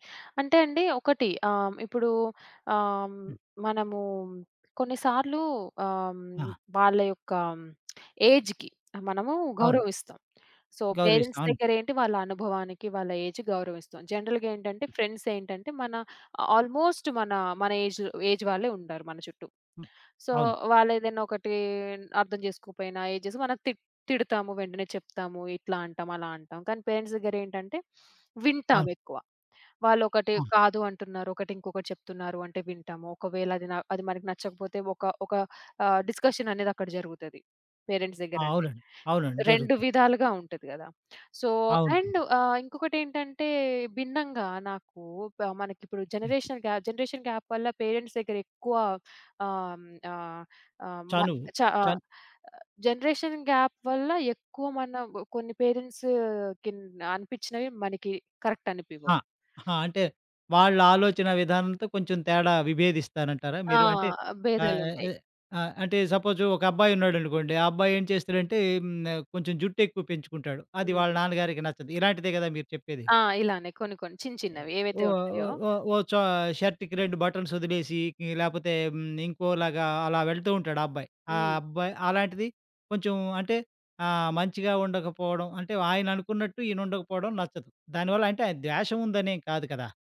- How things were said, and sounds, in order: lip smack; in English: "ఏజ్‌కి"; in English: "సో పేరెంట్స్"; in English: "ఏజ్‌కి"; in English: "జనరల్‌గా"; in English: "ఫ్రెండ్స్"; in English: "ఆల్మోస్ట్"; in English: "ఏజ్ ఏజ్"; in English: "సో"; in English: "పేరెంట్స్"; in English: "డిస్కషన్"; in English: "పేరెంట్స్"; in English: "సో అండ్"; in English: "జనరేషన్ గ్యా జనరేషన్ గ్యాప్"; in English: "పేరెంట్స్"; in English: "జనరేషన్ గ్యాప్"; in English: "కరెక్ట్"; other background noise; giggle; in English: "షర్ట్‌కి"; in English: "బటన్స్"
- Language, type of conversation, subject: Telugu, podcast, ఒకే మాటను ఇద్దరు వేర్వేరు అర్థాల్లో తీసుకున్నప్పుడు మీరు ఎలా స్పందిస్తారు?